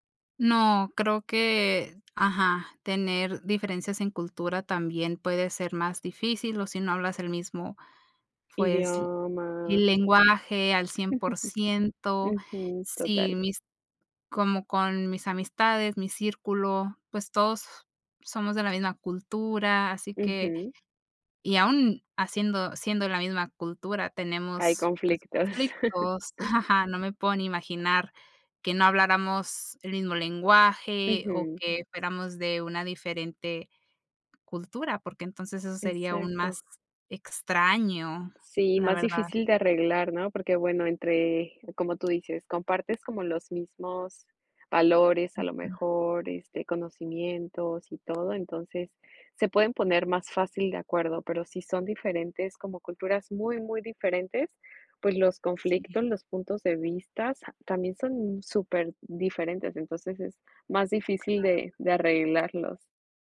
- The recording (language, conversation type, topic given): Spanish, unstructured, ¿Crees que es importante comprender la perspectiva de la otra persona en un conflicto?
- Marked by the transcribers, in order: other background noise; chuckle; chuckle; tapping